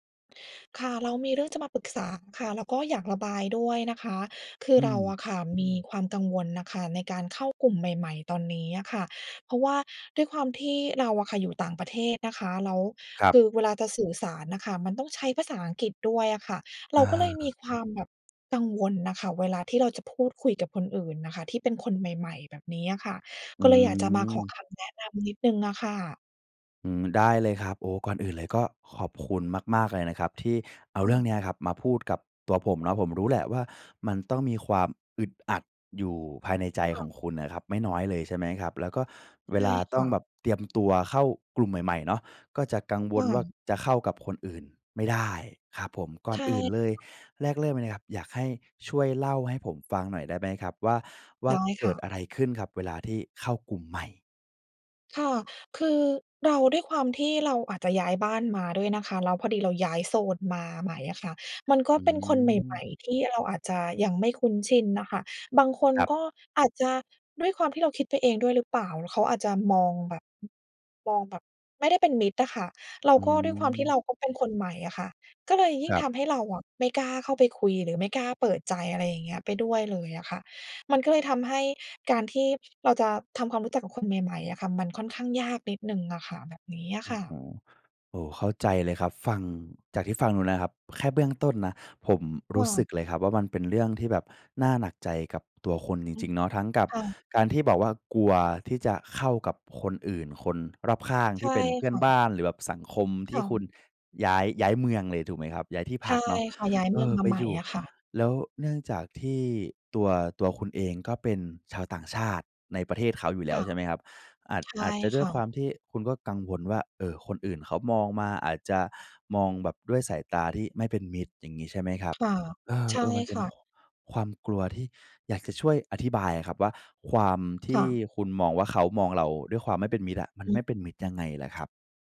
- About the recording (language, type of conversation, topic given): Thai, advice, คุณกังวลเรื่องการเข้ากลุ่มสังคมใหม่และกลัวว่าจะเข้ากับคนอื่นไม่ได้ใช่ไหม?
- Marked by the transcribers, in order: other background noise; other noise